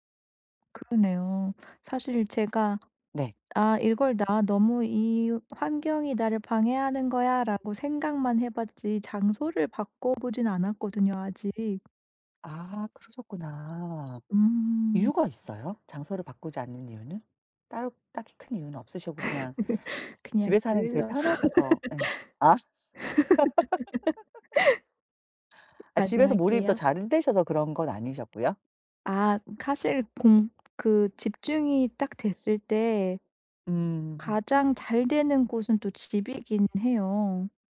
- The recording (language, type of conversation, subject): Korean, advice, 매일 공부하거나 업무에 몰입할 수 있는 루틴을 어떻게 만들 수 있을까요?
- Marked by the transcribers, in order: other background noise; tapping; laugh; laughing while speaking: "게을러서"; laugh; "사실" said as "카실"